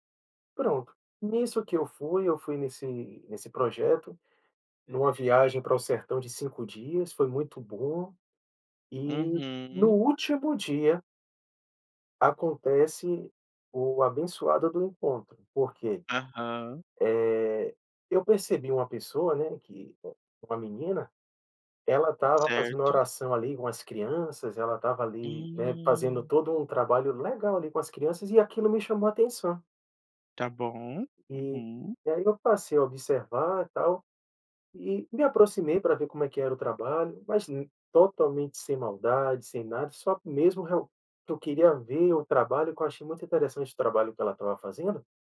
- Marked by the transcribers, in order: none
- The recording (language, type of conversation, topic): Portuguese, podcast, Você teve algum encontro por acaso que acabou se tornando algo importante?